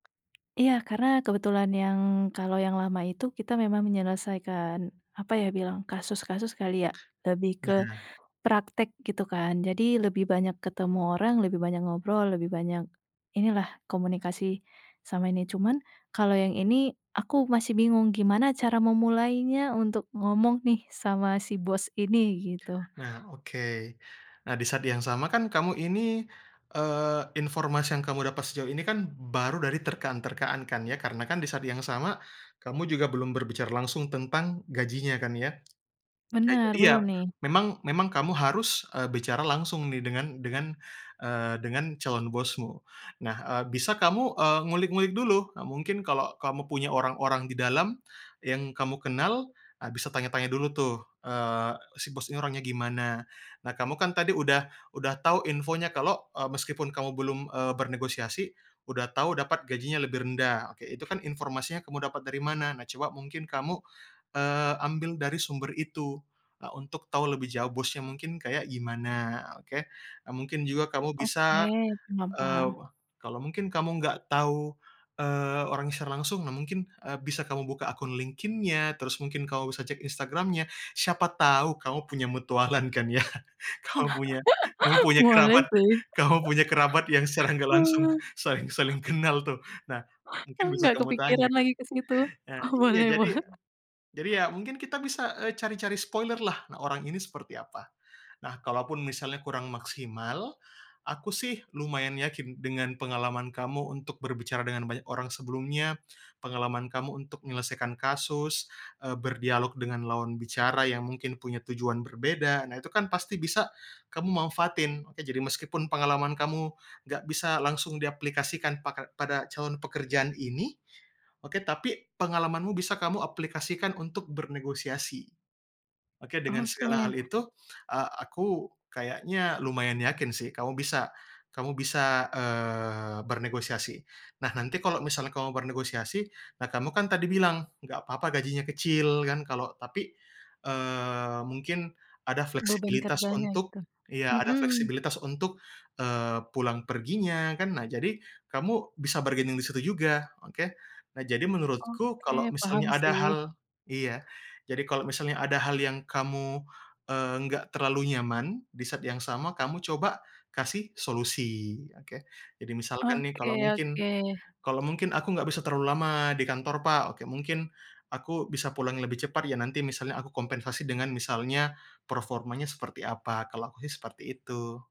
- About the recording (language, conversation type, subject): Indonesian, advice, Bagaimana sebaiknya saya menyikapi dilema saat menerima tawaran kerja dengan gaji lebih rendah?
- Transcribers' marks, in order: tapping; chuckle; laughing while speaking: "mutualan kan ya. Kamu punya … saling kenal, tuh"; chuckle; laughing while speaking: "Boleh, bol"; in English: "spoiler"; other background noise; in English: "bargaining"